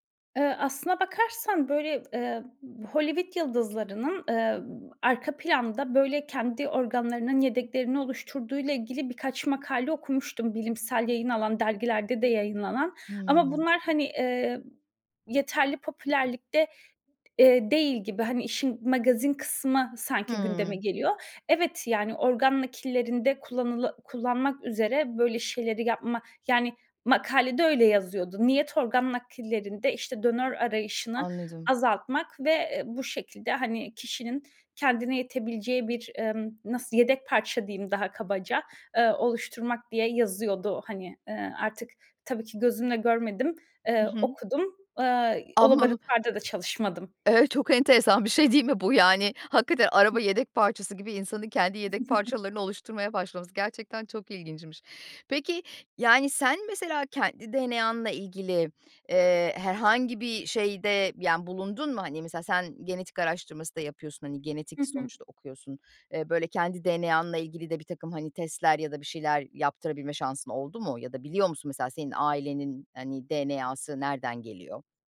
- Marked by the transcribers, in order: other background noise; tapping; other noise; chuckle
- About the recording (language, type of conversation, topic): Turkish, podcast, DNA testleri aile hikâyesine nasıl katkı sağlar?